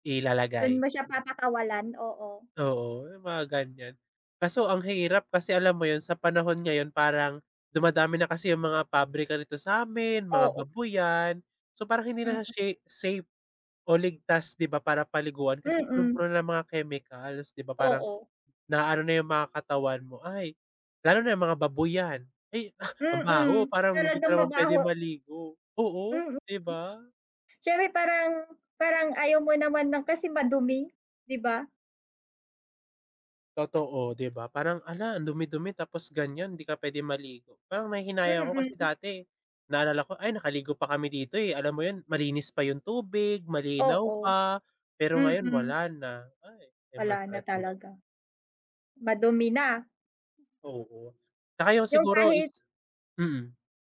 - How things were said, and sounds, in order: none
- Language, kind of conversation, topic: Filipino, unstructured, Ano ang nararamdaman mo kapag nakakakita ka ng maruming ilog o dagat?